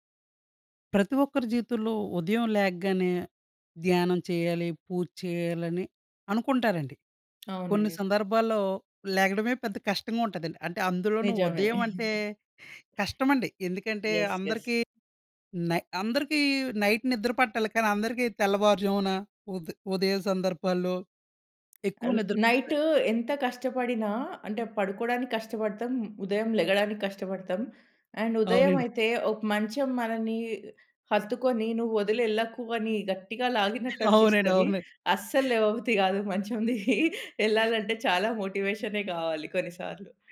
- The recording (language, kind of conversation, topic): Telugu, podcast, ఉదయం మీరు పూజ లేదా ధ్యానం ఎలా చేస్తారు?
- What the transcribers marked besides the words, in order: tapping; chuckle; in English: "యస్. యస్"; in English: "నైట్"; in English: "నైట్"; in English: "అండ్"; giggle; chuckle; other noise